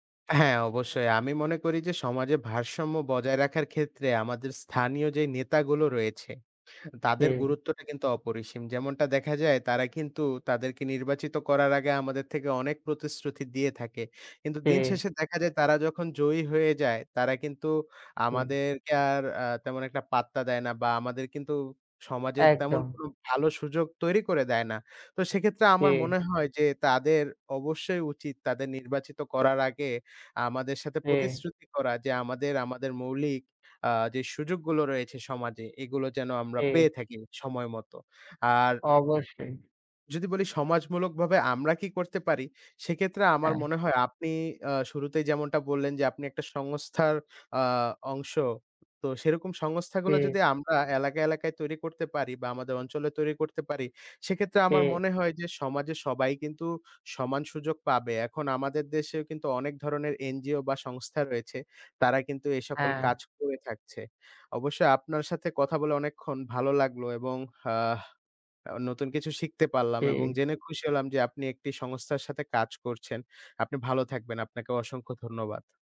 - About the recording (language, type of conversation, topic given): Bengali, unstructured, আপনার কি মনে হয়, সমাজে সবাই কি সমান সুযোগ পায়?
- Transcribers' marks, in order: tapping